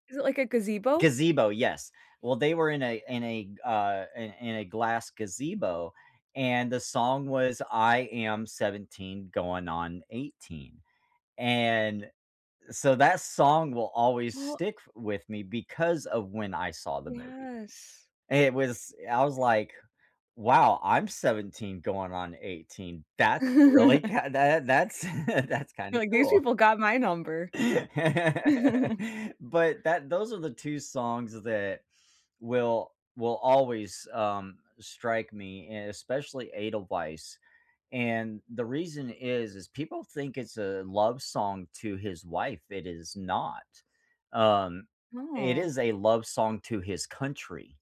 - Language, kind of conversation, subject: English, unstructured, Is there a song that always takes you back in time?
- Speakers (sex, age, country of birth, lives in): female, 30-34, United States, United States; male, 45-49, United States, United States
- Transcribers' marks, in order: laugh; laughing while speaking: "kinda"; laugh; laughing while speaking: "that's"; laugh; chuckle